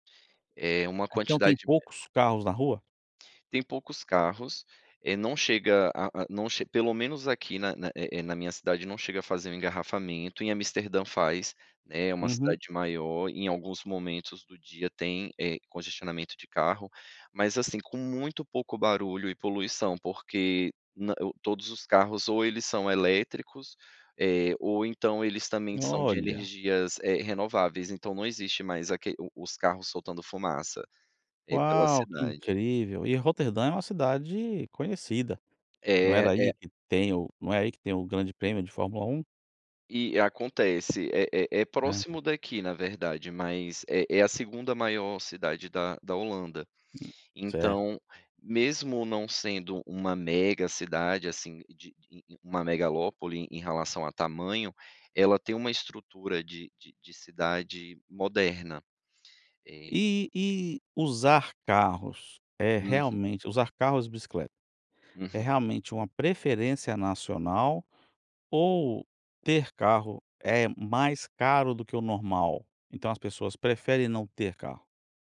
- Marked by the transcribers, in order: tapping; other background noise
- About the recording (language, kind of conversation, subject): Portuguese, podcast, Como o ciclo das chuvas afeta seu dia a dia?